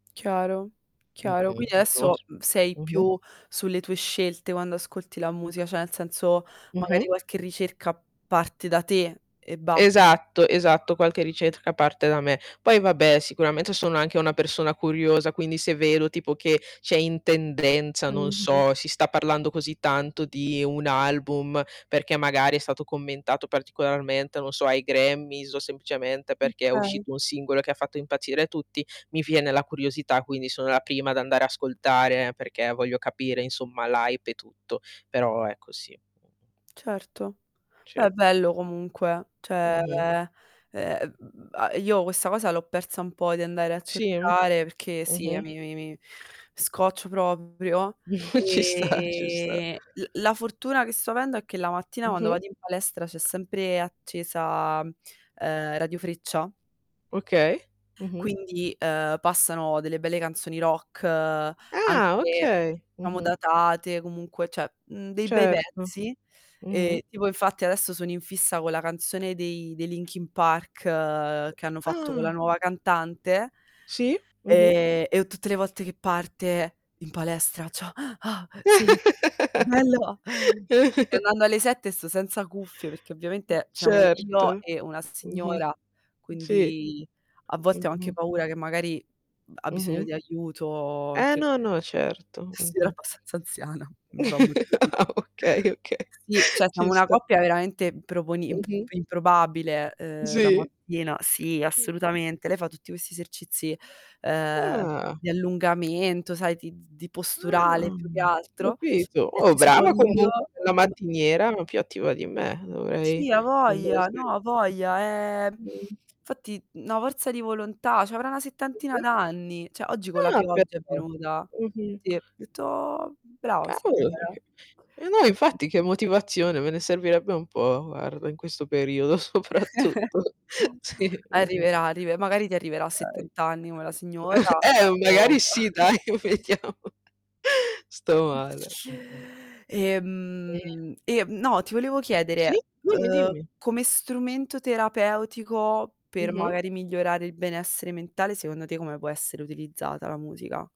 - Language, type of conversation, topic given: Italian, unstructured, Come pensi che la musica influenzi le nostre emozioni e i nostri comportamenti?
- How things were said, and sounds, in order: mechanical hum; unintelligible speech; "cioè" said as "ceh"; distorted speech; baby crying; "ricerca" said as "ricerdca"; in English: "hype"; "cioè" said as "ceh"; other background noise; drawn out: "e"; laugh; tapping; static; laugh; "cioè" said as "ceh"; sigh; laugh; "cioè" said as "ceh"; unintelligible speech; "Cioè" said as "ceh"; unintelligible speech; unintelligible speech; chuckle; laughing while speaking: "soprattutto. Sì"; chuckle; chuckle; laughing while speaking: "vediamo"